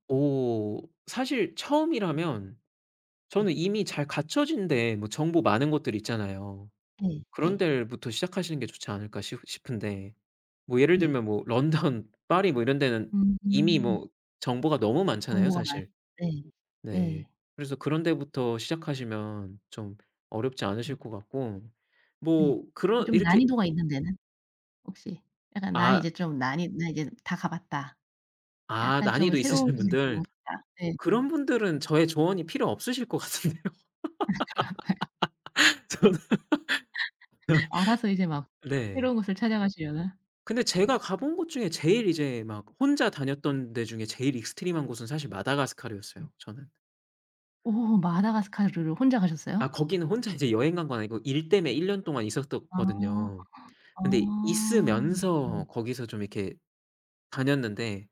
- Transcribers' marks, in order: laughing while speaking: "런던"; laughing while speaking: "있으신"; tapping; laughing while speaking: "아 그런가요?"; laughing while speaking: "같은데요. 저는"; laugh
- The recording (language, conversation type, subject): Korean, podcast, 혼자 여행을 떠나 본 경험이 있으신가요?